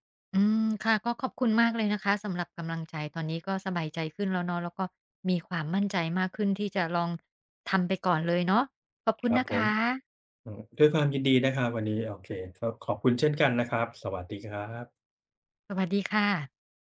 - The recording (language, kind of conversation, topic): Thai, advice, อยากทำงานสร้างสรรค์แต่กลัวถูกวิจารณ์
- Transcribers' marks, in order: none